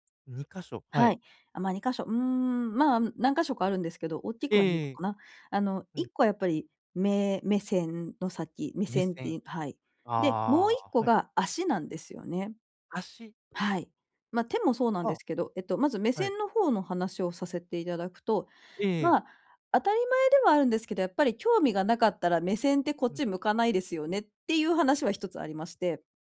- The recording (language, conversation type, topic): Japanese, advice, 相手の感情を正しく理解するにはどうすればよいですか？
- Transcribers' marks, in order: none